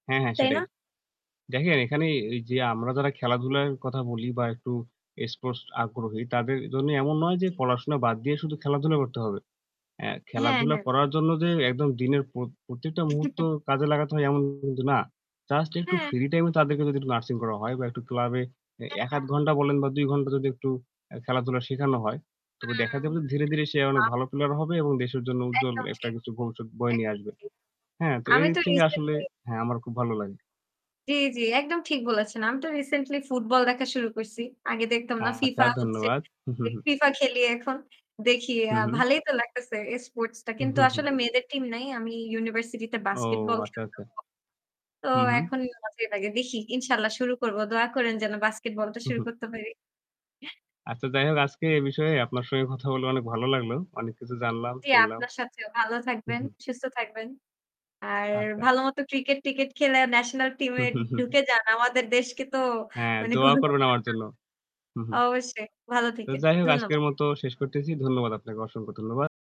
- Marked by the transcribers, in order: static; other background noise; distorted speech; chuckle; unintelligible speech; unintelligible speech; chuckle; unintelligible speech; other noise; unintelligible speech
- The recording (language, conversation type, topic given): Bengali, unstructured, আপনার প্রিয় খেলাটি কী, আর কেন?
- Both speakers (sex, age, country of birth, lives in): female, 20-24, Bangladesh, Bangladesh; male, 20-24, Bangladesh, Bangladesh